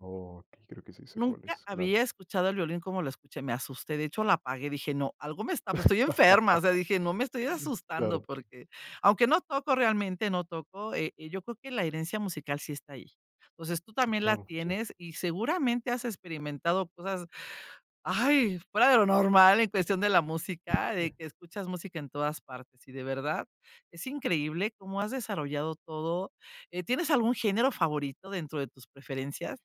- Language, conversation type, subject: Spanish, podcast, ¿Qué momento de tu vida transformó tus preferencias musicales?
- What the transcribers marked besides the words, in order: laugh; tapping; chuckle